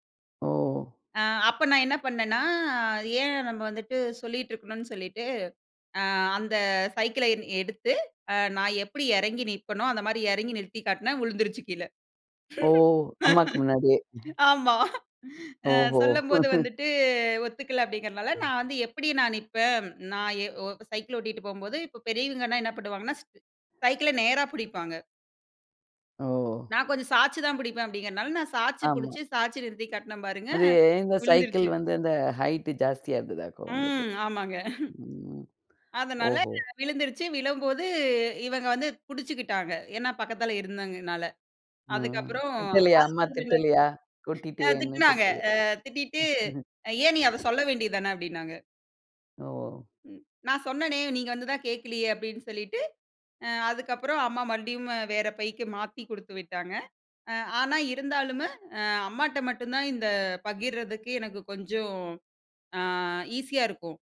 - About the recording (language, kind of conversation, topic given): Tamil, podcast, உங்கள் மனதில் பகிர்வது கொஞ்சம் பயமாக இருக்கிறதா, இல்லையா அது ஒரு சாகசமாக தோன்றுகிறதா?
- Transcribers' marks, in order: drawn out: "பண்ணேன்னா"; other noise; chuckle; laughing while speaking: "ஓஹோ"; chuckle; chuckle